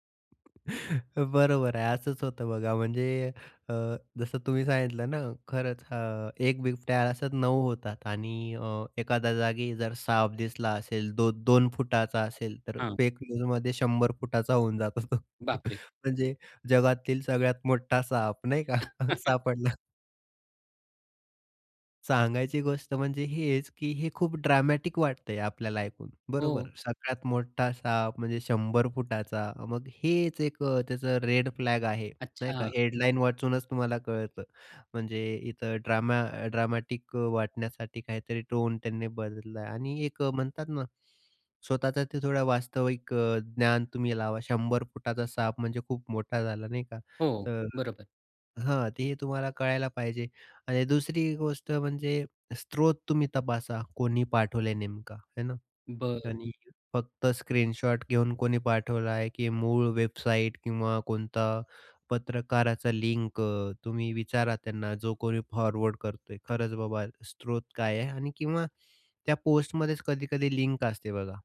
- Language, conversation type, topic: Marathi, podcast, फेक न्यूज आणि दिशाभूल करणारी माहिती तुम्ही कशी ओळखता?
- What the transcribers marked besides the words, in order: chuckle; in English: "फेक न्यूजमध्ये"; chuckle; chuckle; tapping; laughing while speaking: "सापडला"; in English: "फॉरवर्ड"